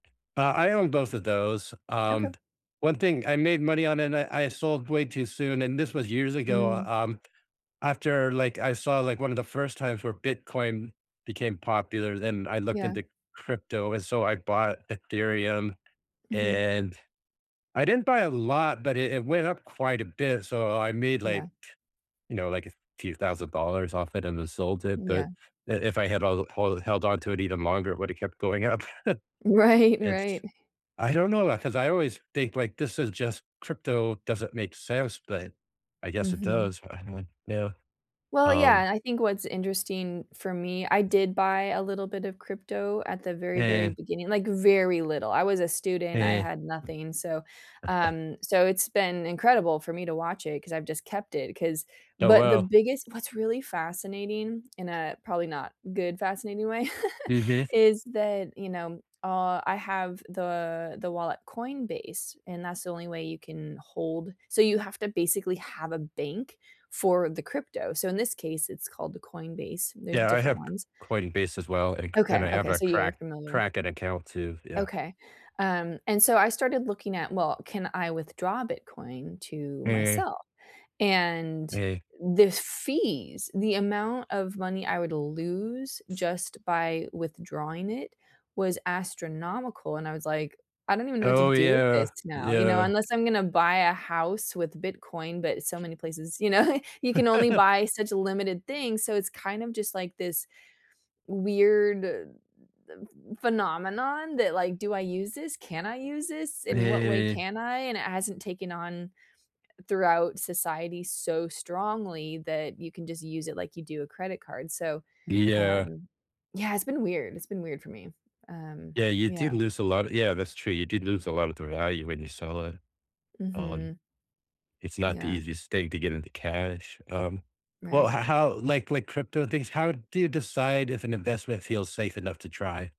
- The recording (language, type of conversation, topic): English, unstructured, What scares you about investing your money?
- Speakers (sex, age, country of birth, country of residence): female, 40-44, United States, United States; male, 50-54, United States, United States
- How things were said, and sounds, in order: laughing while speaking: "Right"; chuckle; unintelligible speech; other background noise; stressed: "very"; tapping; anticipating: "what's really fascinating"; unintelligible speech; laugh; laughing while speaking: "know"; laugh; other noise